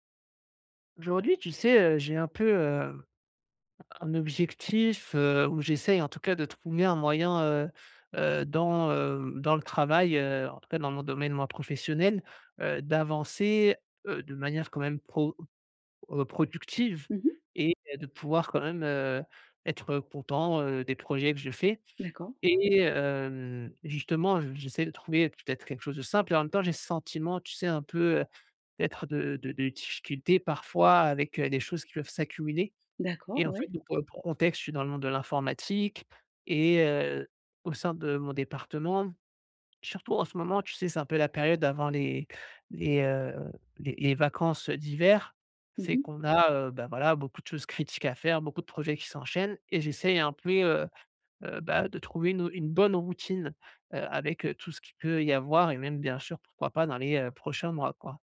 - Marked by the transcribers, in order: none
- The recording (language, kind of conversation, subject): French, advice, Comment puis-je suivre facilement mes routines et voir mes progrès personnels ?